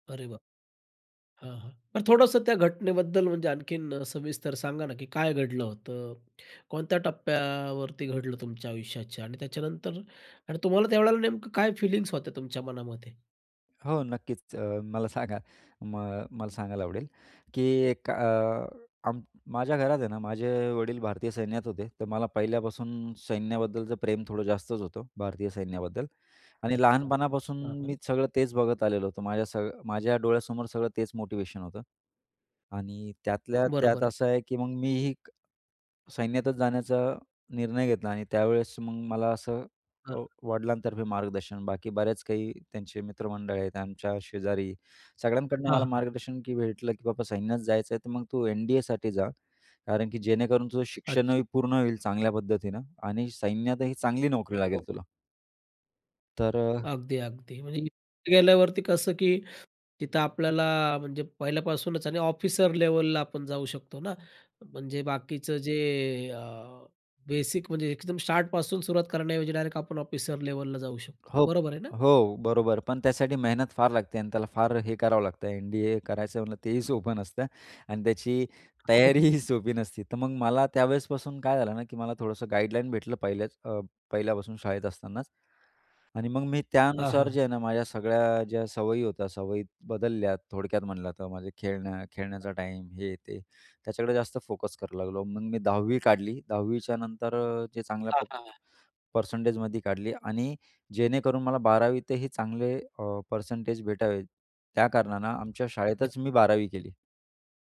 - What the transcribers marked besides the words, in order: other background noise; tapping; laughing while speaking: "तयारी ही"; other noise; unintelligible speech
- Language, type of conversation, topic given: Marathi, podcast, तुमच्या आयुष्यातलं सर्वात मोठं अपयश काय होतं आणि त्यातून तुम्ही काय शिकलात?